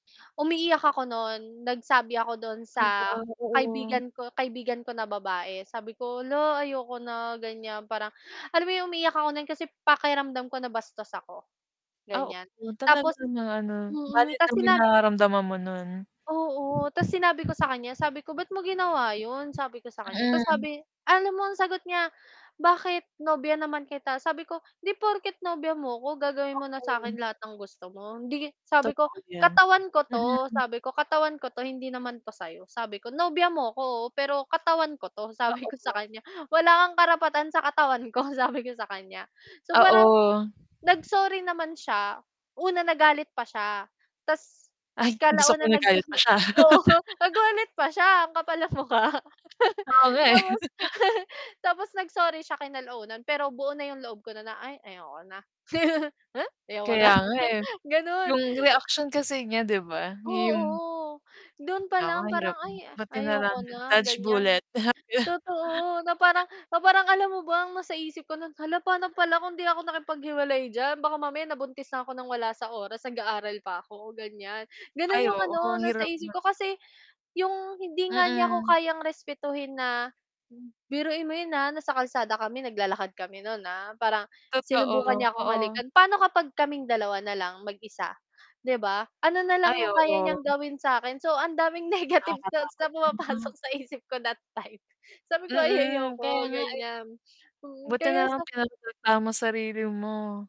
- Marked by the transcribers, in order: static; wind; distorted speech; chuckle; laughing while speaking: "oo, nagalit pa siya ang kapal ng mukha"; chuckle; tapping; laugh; chuckle; chuckle; chuckle; other background noise
- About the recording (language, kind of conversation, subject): Filipino, unstructured, Sa tingin mo, kailan dapat magpaalam sa isang relasyon?
- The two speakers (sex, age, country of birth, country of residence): female, 25-29, Philippines, Philippines; female, 25-29, Philippines, Philippines